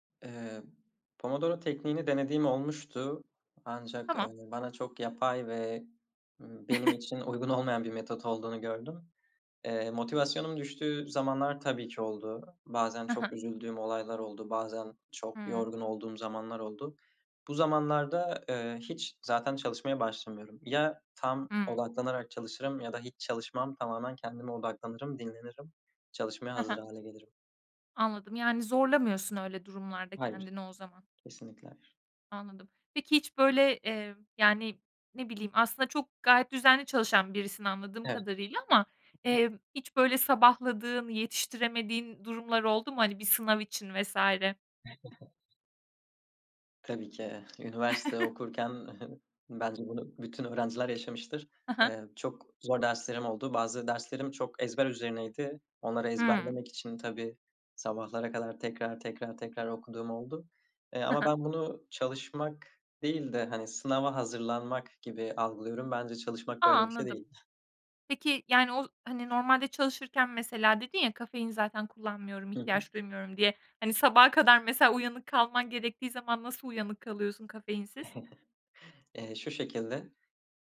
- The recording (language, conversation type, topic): Turkish, podcast, Evde odaklanmak için ortamı nasıl hazırlarsın?
- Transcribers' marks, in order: chuckle; tapping; other background noise; chuckle; chuckle; giggle; chuckle